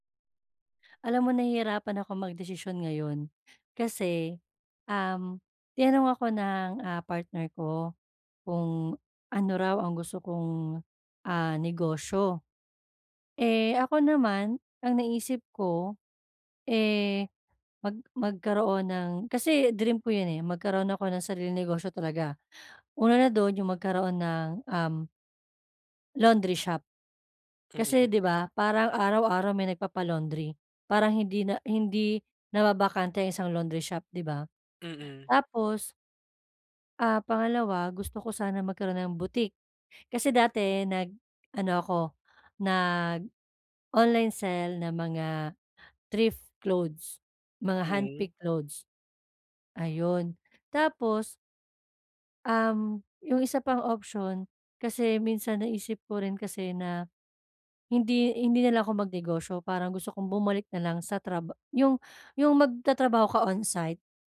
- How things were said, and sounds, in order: other background noise; tapping
- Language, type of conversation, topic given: Filipino, advice, Paano ko mapapasimple ang proseso ng pagpili kapag maraming pagpipilian?